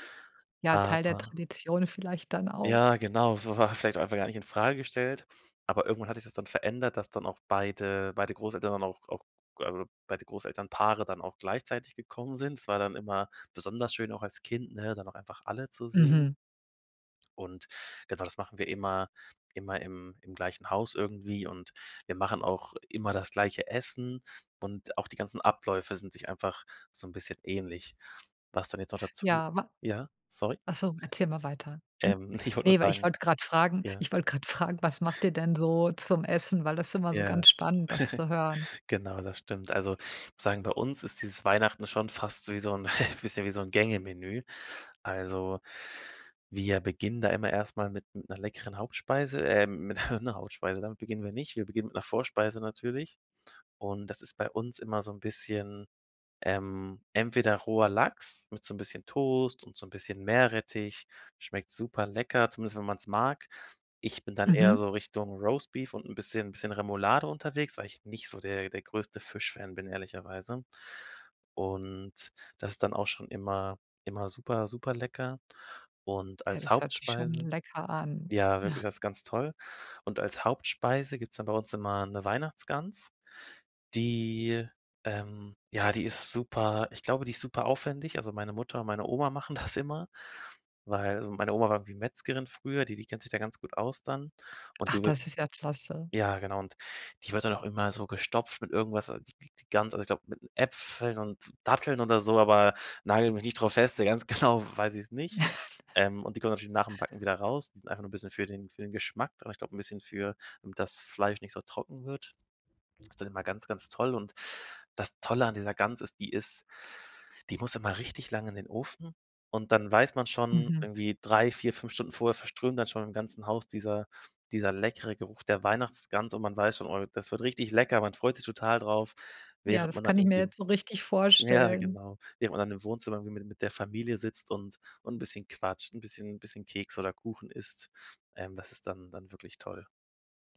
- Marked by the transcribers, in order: laughing while speaking: "wa war"; other background noise; laughing while speaking: "ich"; laughing while speaking: "fragen"; chuckle; chuckle; chuckle; chuckle; laughing while speaking: "das"; laughing while speaking: "genau"; chuckle; laughing while speaking: "ja"
- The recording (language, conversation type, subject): German, podcast, Welche Geschichte steckt hinter einem Familienbrauch?